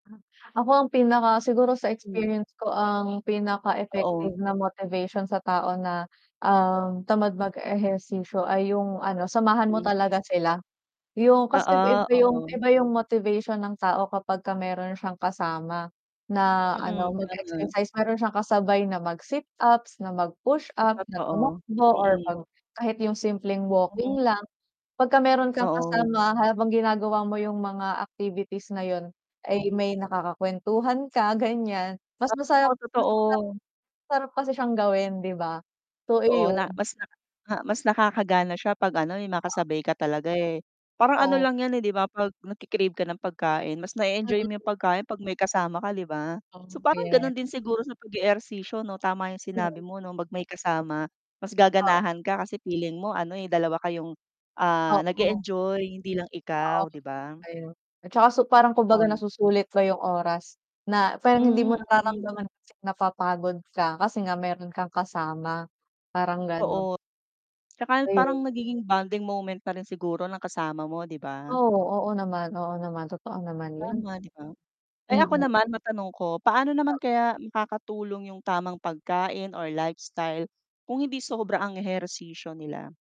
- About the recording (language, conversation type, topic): Filipino, unstructured, Ano ang masasabi mo sa mga taong tinatamad mag-ehersisyo pero gusto ng magandang katawan?
- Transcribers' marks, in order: static; other background noise; mechanical hum; distorted speech; tapping; unintelligible speech; unintelligible speech; tongue click